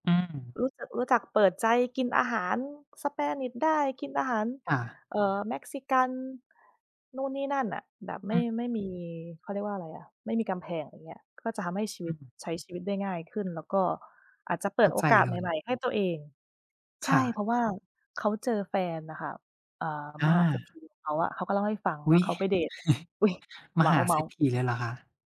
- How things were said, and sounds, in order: other background noise; chuckle; tapping
- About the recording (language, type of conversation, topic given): Thai, unstructured, คุณอยากอยู่ที่ไหนในอีกห้าปีข้างหน้า?